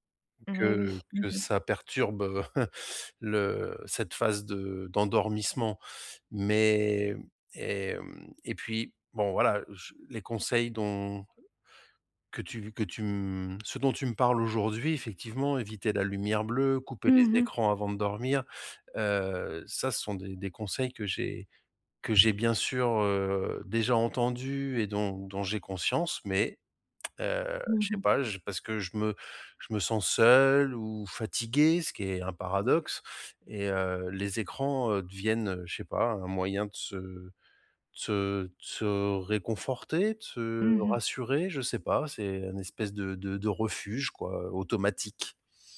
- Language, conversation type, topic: French, advice, Comment éviter que les écrans ne perturbent mon sommeil ?
- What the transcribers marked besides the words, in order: chuckle; tapping